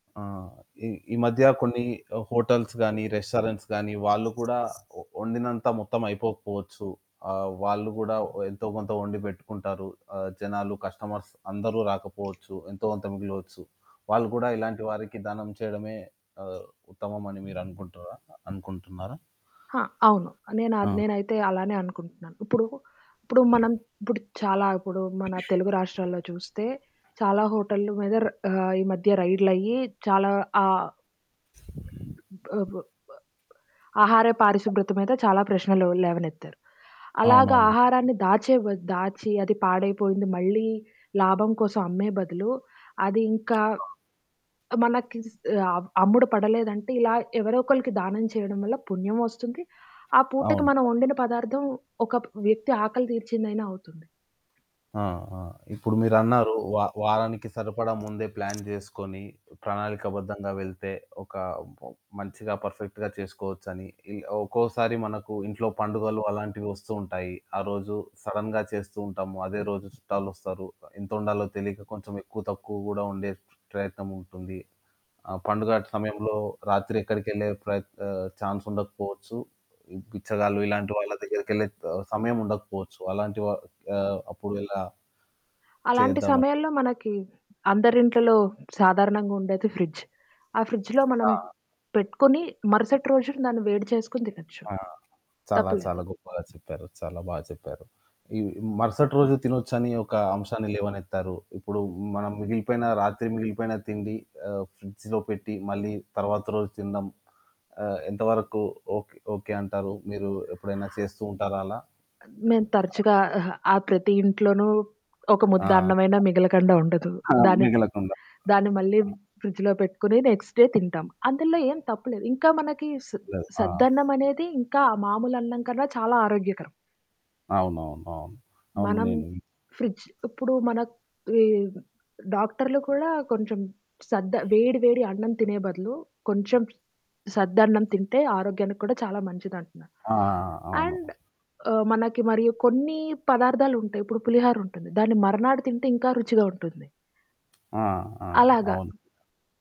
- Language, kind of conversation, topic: Telugu, podcast, ఆహార వృథాను తగ్గించేందుకు మీరు సాధారణంగా ఏమేమి చేస్తారు?
- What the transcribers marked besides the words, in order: background speech; other background noise; in English: "హోటల్స్"; in English: "రెస్టారెంట్స్"; in English: "కస్టమర్స్"; static; throat clearing; tapping; in English: "ప్లాన్"; in English: "పర్ఫెక్ట్‌గా"; in English: "సడెన్‌గా"; in English: "ఛాన్స్"; in English: "ఫ్రిడ్జ్"; in English: "ఫ్రిడ్జ్‌లో"; in English: "ఫ్రిడ్జ్‌లో"; in English: "ఫ్రిడ్జ్‌లో"; in English: "నెక్స్ట్ డే"; in English: "ఫ్రిడ్జ్"; in English: "అండ్"